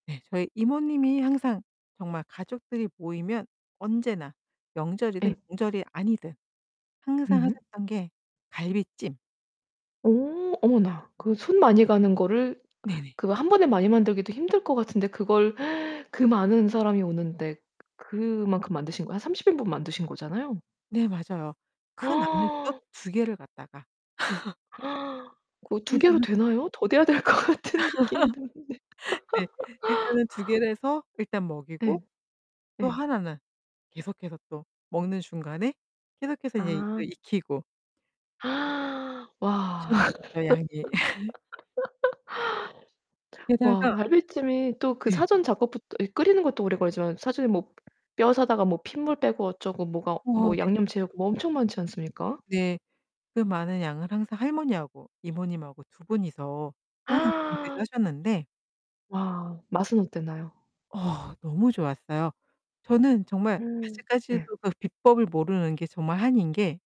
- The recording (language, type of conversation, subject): Korean, podcast, 가족 모임에서 꼭 빠지지 않는 음식이 있나요?
- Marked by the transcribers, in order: other background noise; gasp; gasp; distorted speech; laugh; gasp; laughing while speaking: "돼야 될 것 같은 느낌이 드는데"; laugh; laugh; gasp; laugh; laugh; gasp